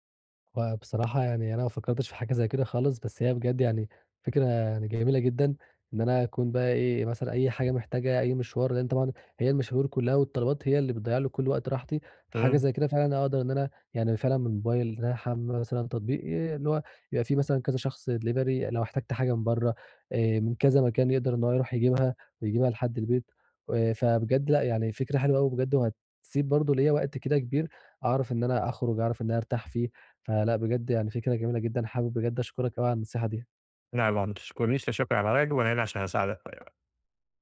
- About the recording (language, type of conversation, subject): Arabic, advice, ازاي أقدر أسترخى في البيت بعد يوم شغل طويل؟
- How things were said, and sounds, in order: tapping; in English: "delivery"